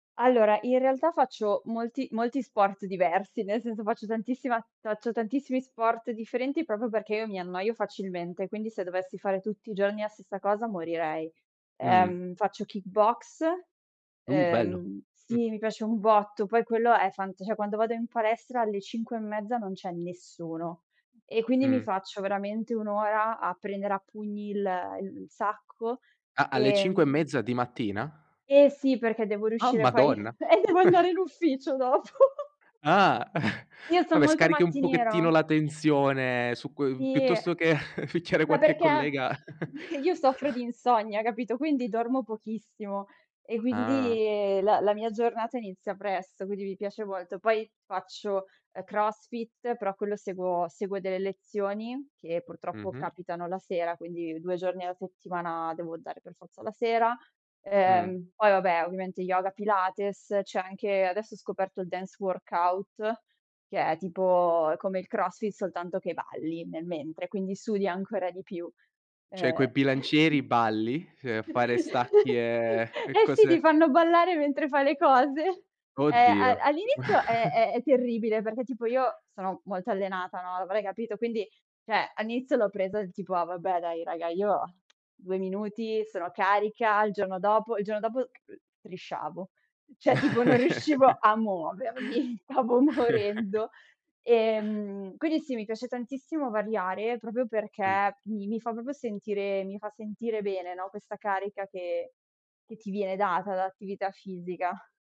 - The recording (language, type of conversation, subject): Italian, podcast, Qual è un’abitudine che ti ha cambiato la vita?
- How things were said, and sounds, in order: "proprio" said as "propo"; "cioè" said as "ceh"; laughing while speaking: "poi"; chuckle; laughing while speaking: "dopo"; chuckle; other background noise; laughing while speaking: "che picchiare"; chuckle; tapping; "Cioè" said as "ceh"; chuckle; drawn out: "e"; laughing while speaking: "cose"; chuckle; "cioè" said as "ceh"; lip smack; chuckle; "Cioè" said as "ceh"; laughing while speaking: "muovermi"; chuckle; laughing while speaking: "morendo"; "proprio" said as "propio"; "proprio" said as "propo"